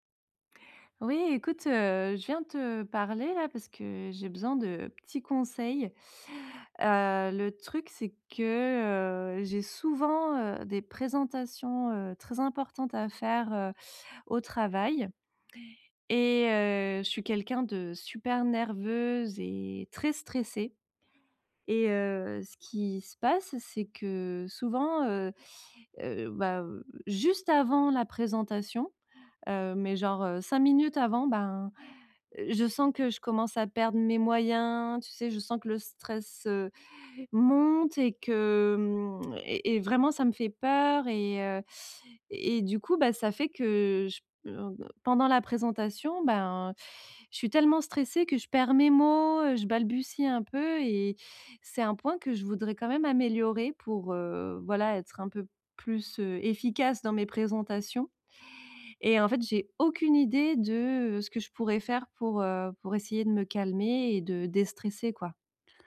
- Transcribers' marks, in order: stressed: "efficace"
- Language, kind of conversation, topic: French, advice, Comment réduire rapidement une montée soudaine de stress au travail ou en public ?
- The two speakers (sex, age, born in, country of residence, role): female, 35-39, France, France, user; male, 40-44, France, France, advisor